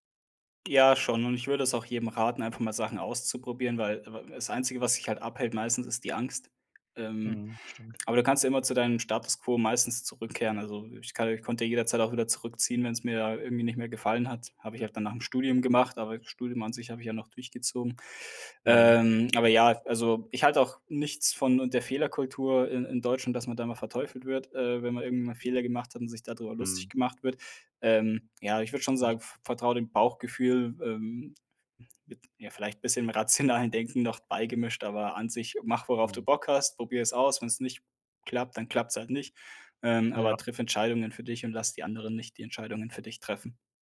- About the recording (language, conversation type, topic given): German, podcast, Wann hast du zum ersten Mal wirklich eine Entscheidung für dich selbst getroffen?
- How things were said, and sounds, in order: laughing while speaking: "rationalen"